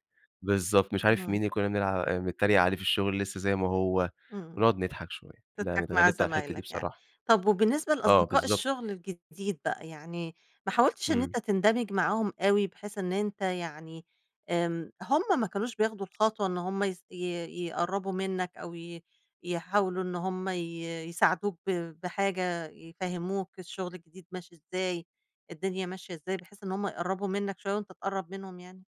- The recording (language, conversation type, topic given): Arabic, podcast, احكيلي عن وقت حسّيت فيه بالوحدة وإزاي اتعاملت معاها؟
- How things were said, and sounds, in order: tapping